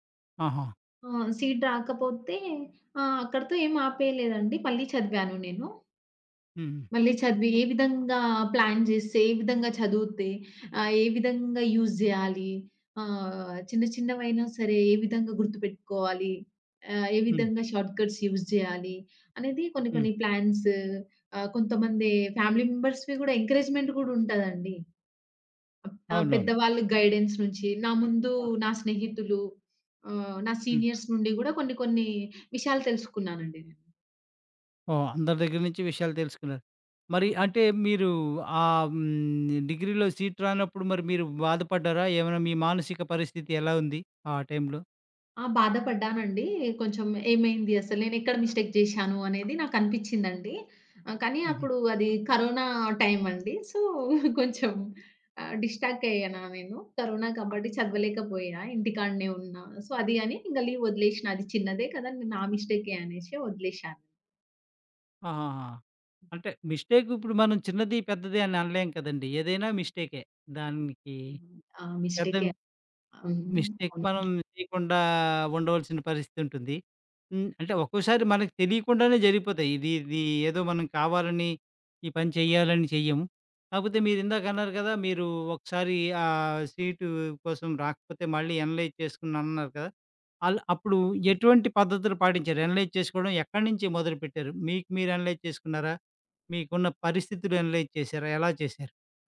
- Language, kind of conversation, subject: Telugu, podcast, విఫలమైన తర్వాత మళ్లీ ప్రయత్నించేందుకు మీరు ఏమి చేస్తారు?
- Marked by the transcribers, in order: in English: "సీట్"; in English: "ప్లాన్"; in English: "యూజ్"; in English: "షార్ట్‌కట్స్ యూజ్"; in English: "ప్లాన్స్"; in English: "ఫ్యామిలీ మెంబర్స్‌వి"; in English: "ఎంకరేజ్మెంట్"; in English: "గైడెన్స్"; in English: "సీనియర్స్"; in English: "డిగ్రీలో సీట్"; in English: "మిస్టేక్"; other background noise; in English: "సో"; laughing while speaking: "కొంచెం"; in English: "సో"; in English: "లీవ్"; in English: "మిస్టేక్"; tapping; in English: "మిస్టేక్"; unintelligible speech; in English: "ఎనలైజ్"; in English: "ఎనలైజ్"; in English: "అనలైజ్"; in English: "అనలైజ్"